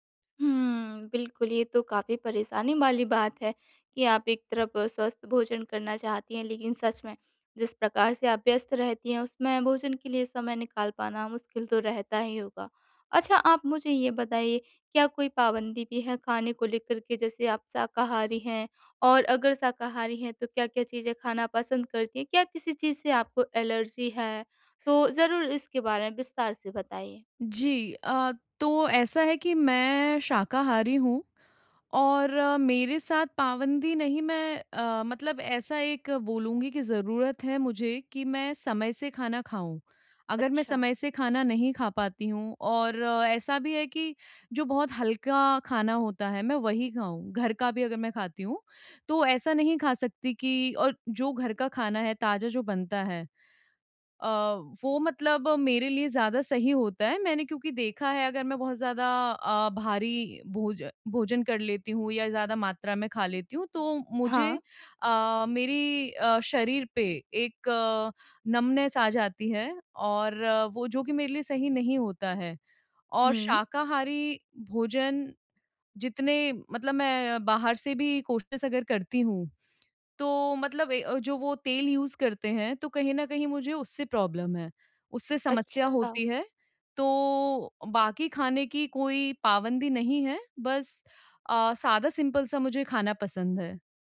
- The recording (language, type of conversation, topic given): Hindi, advice, कम समय में स्वस्थ भोजन कैसे तैयार करें?
- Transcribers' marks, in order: other background noise; tapping; in English: "नम्बनेस"; in English: "यूज़"; in English: "प्रॉब्लम"; drawn out: "तो"; in English: "सिंपल"